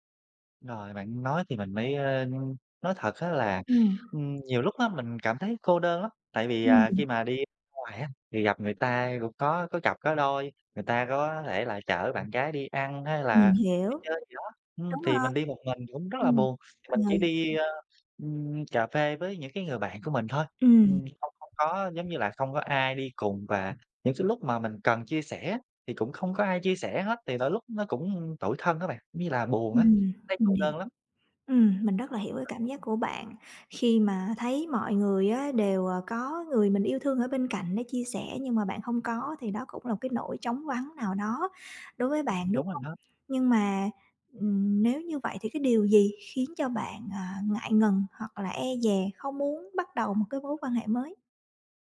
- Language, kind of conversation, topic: Vietnamese, advice, Bạn đang cố thích nghi với cuộc sống độc thân như thế nào sau khi kết thúc một mối quan hệ lâu dài?
- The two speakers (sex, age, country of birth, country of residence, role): female, 35-39, Vietnam, Vietnam, advisor; male, 30-34, Vietnam, Vietnam, user
- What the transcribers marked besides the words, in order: other background noise; tapping